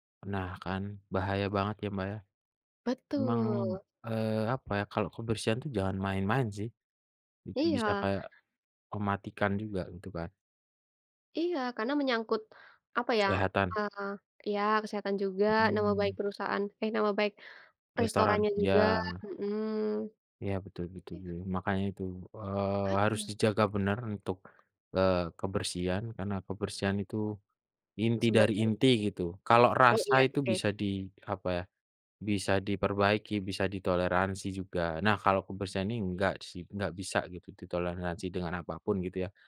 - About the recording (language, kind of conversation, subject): Indonesian, unstructured, Kenapa banyak restoran kurang memperhatikan kebersihan dapurnya, menurutmu?
- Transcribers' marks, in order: "betul" said as "beu"; other background noise